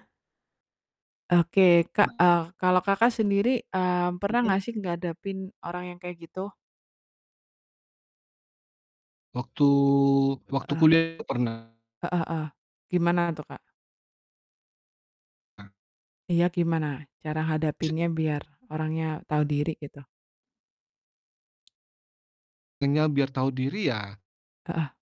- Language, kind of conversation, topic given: Indonesian, unstructured, Apa pendapatmu tentang orang yang selalu menyalahkan orang lain?
- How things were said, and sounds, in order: mechanical hum; distorted speech; other background noise; tapping